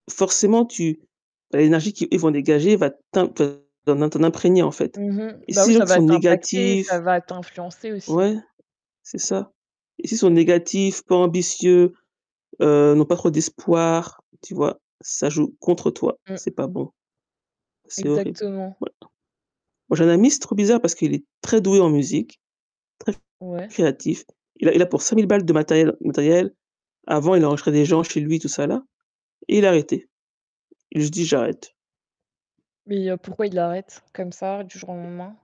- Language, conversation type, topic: French, unstructured, Comment répondez-vous à ceux qui disent que vos objectifs sont irréalistes ?
- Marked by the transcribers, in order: distorted speech; unintelligible speech; stressed: "très"; tapping